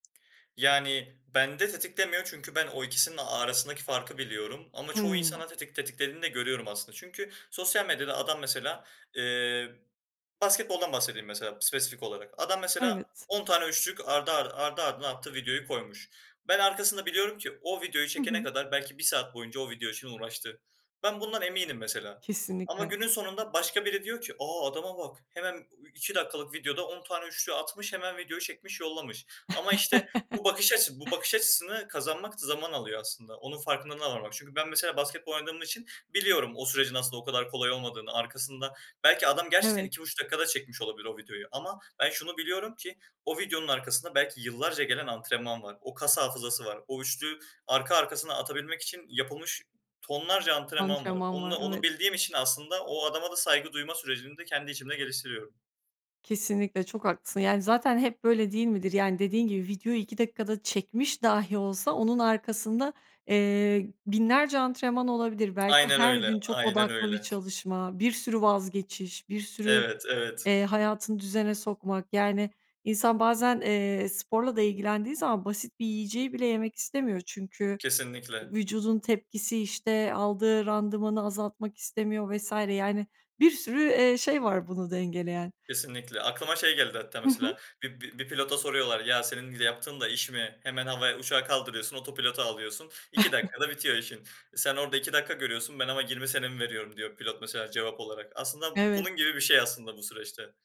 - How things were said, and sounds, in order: chuckle; other background noise; tapping; unintelligible speech; chuckle
- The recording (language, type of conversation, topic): Turkish, podcast, Toplumun başarı tanımı seni etkiliyor mu?